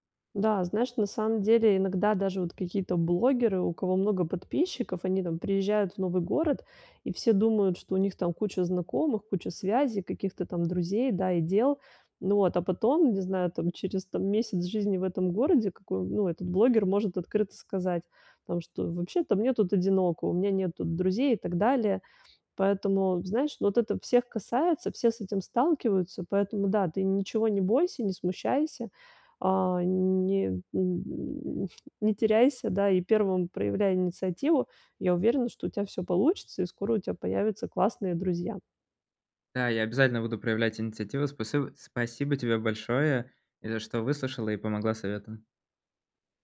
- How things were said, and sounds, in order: grunt; "Спасибо" said as "спасыбо"
- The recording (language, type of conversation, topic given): Russian, advice, Как постепенно превратить знакомых в близких друзей?